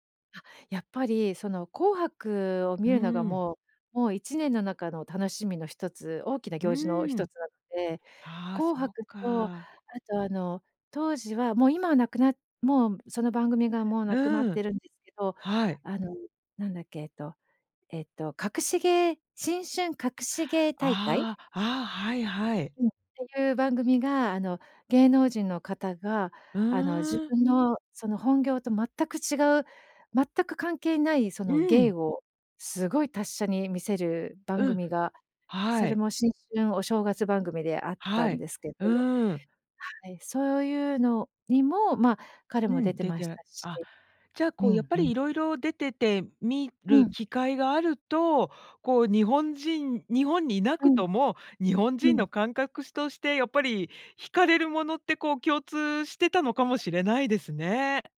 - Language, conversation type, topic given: Japanese, podcast, 懐かしいCMの中で、いちばん印象に残っているのはどれですか？
- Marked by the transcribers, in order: none